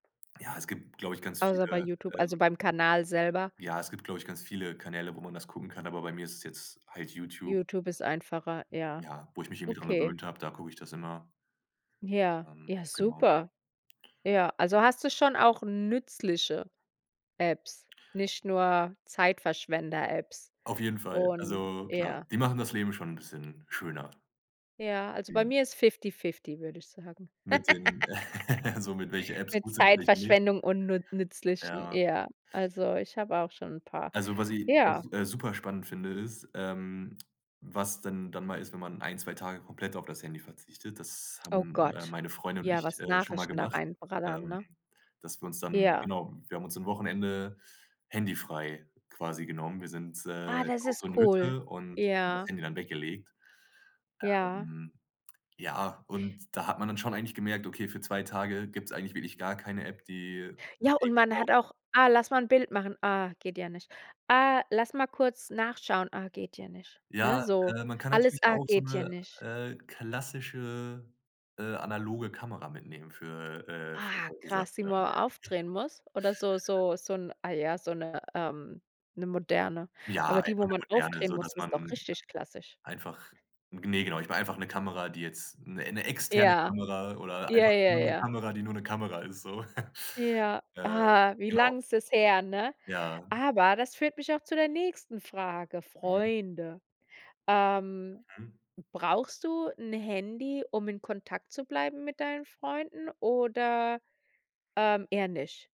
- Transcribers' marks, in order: stressed: "nützliche"; laugh; giggle; chuckle
- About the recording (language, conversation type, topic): German, podcast, Wie gehst du mit ständigen Smartphone-Ablenkungen um?